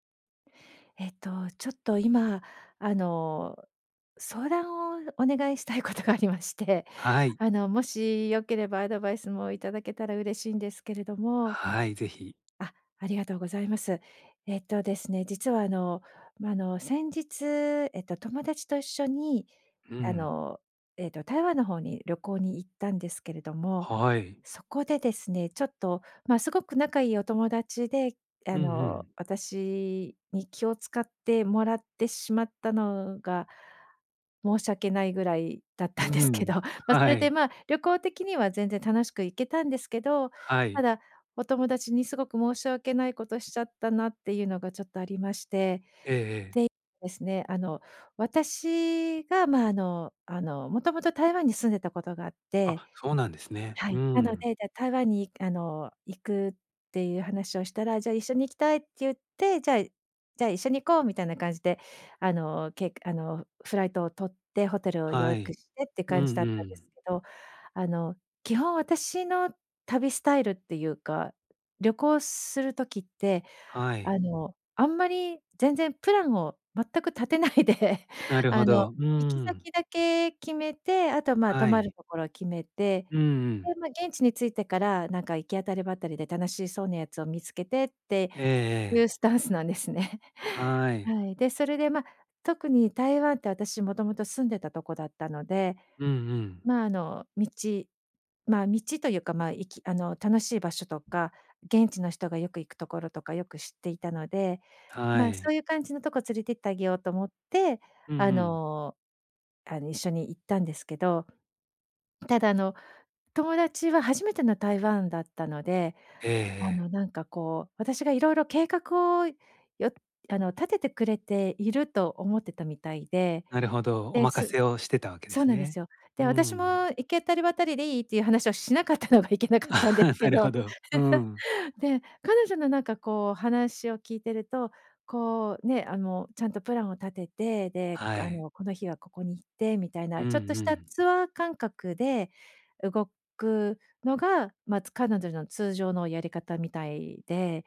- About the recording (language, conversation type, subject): Japanese, advice, 旅行の計画をうまく立てるには、どこから始めればよいですか？
- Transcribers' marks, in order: laughing while speaking: "したいことがありまして"; other background noise; laughing while speaking: "だったんですけど"; laughing while speaking: "はい"; tapping; other noise; laughing while speaking: "全く立てないで"; laughing while speaking: "スタンスなんですね"; laughing while speaking: "話をしなかったのがいけなかったんでけど"; chuckle; laugh